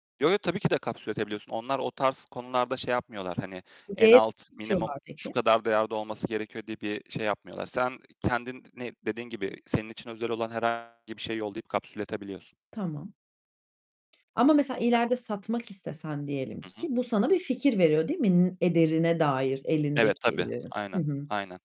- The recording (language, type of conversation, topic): Turkish, podcast, Bir hobiye başlamak için pahalı ekipman şart mı sence?
- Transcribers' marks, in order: tapping; distorted speech; unintelligible speech